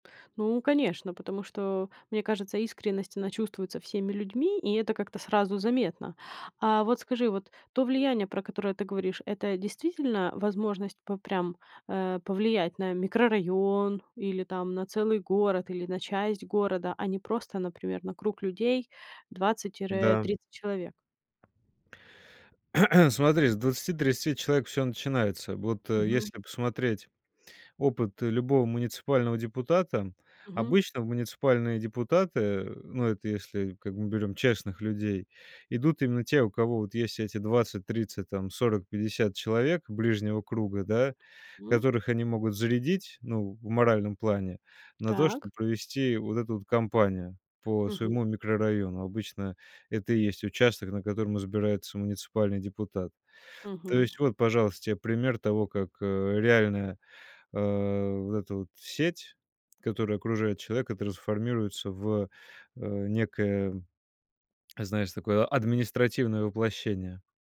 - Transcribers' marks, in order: tapping; throat clearing
- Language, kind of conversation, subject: Russian, podcast, Как создать в городе тёплое и живое сообщество?